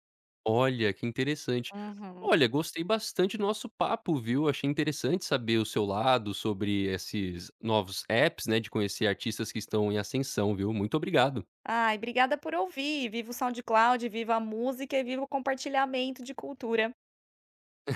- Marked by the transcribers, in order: laugh
- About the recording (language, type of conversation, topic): Portuguese, podcast, Como a internet mudou a forma de descobrir música?